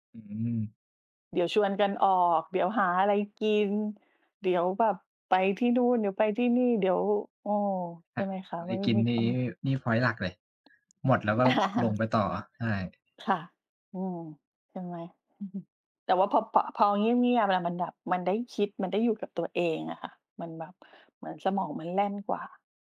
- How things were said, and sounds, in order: tapping; laugh; chuckle
- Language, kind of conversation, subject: Thai, unstructured, คุณชอบฟังเพลงระหว่างทำงานหรือชอบทำงานในความเงียบมากกว่ากัน และเพราะอะไร?